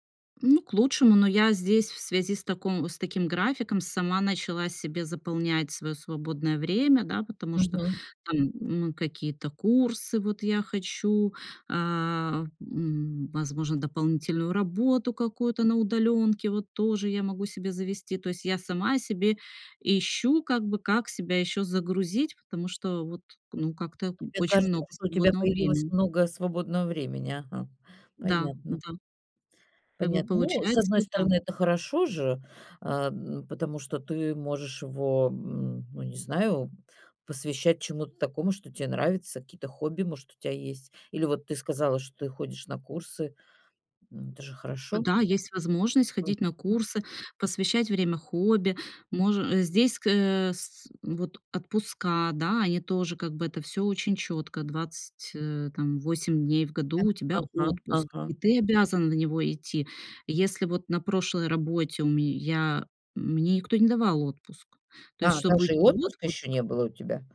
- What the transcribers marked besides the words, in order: other background noise
- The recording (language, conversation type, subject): Russian, podcast, Как вы выстраиваете границы между работой и отдыхом?